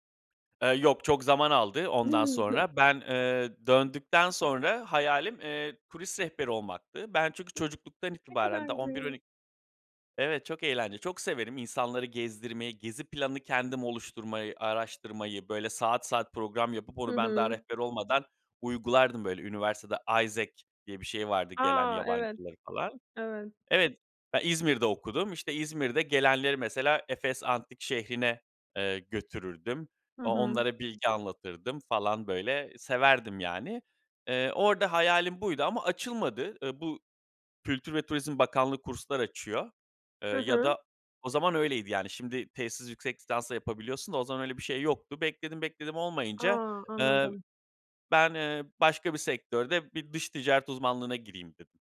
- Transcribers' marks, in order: chuckle; tapping; unintelligible speech; unintelligible speech
- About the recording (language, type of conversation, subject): Turkish, podcast, Bu iş hayatını nasıl etkiledi ve neleri değiştirdi?